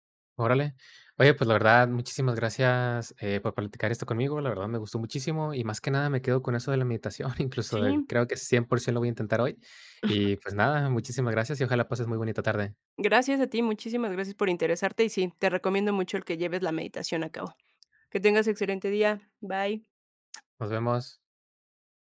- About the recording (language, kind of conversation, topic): Spanish, podcast, ¿Tienes algún ritual para desconectar antes de dormir?
- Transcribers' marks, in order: chuckle; chuckle; other background noise